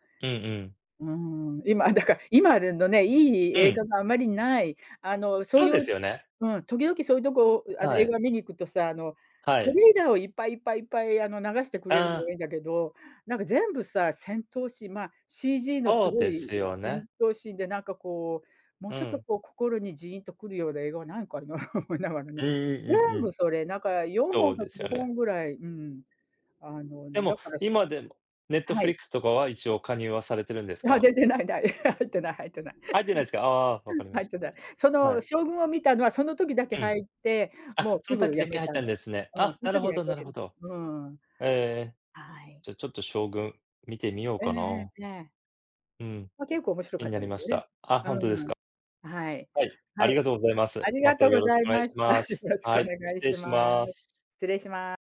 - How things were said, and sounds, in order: laughing while speaking: "思いながらね"; chuckle; chuckle
- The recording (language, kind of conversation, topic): Japanese, unstructured, 映画を観て泣いたことはありますか？それはどんな場面でしたか？